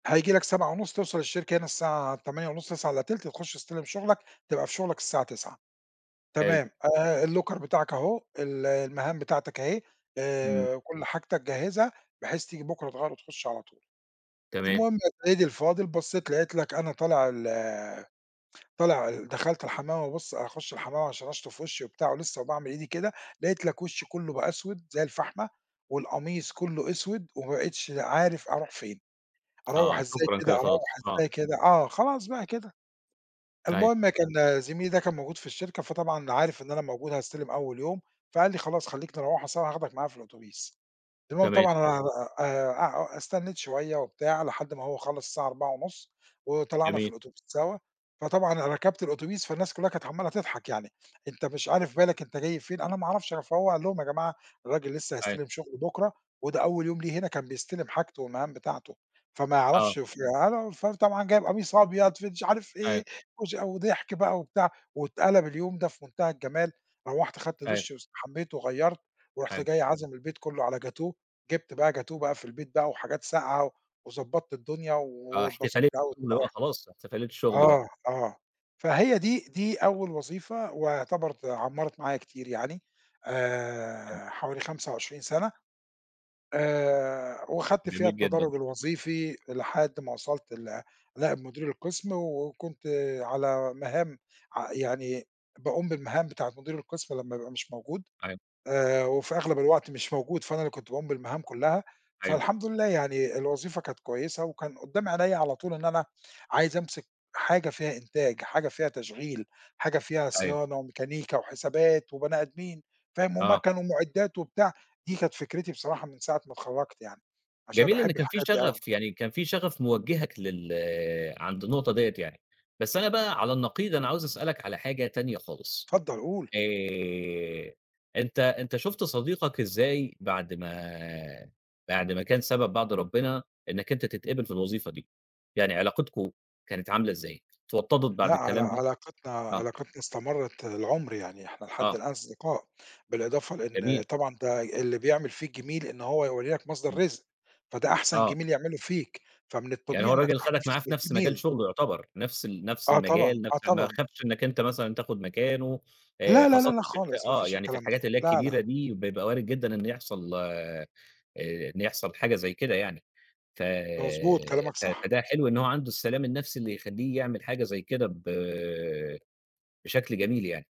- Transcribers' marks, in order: in English: "الlocker"; tapping
- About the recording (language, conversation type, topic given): Arabic, podcast, إزاي وصلت للوظيفة اللي إنت فيها دلوقتي؟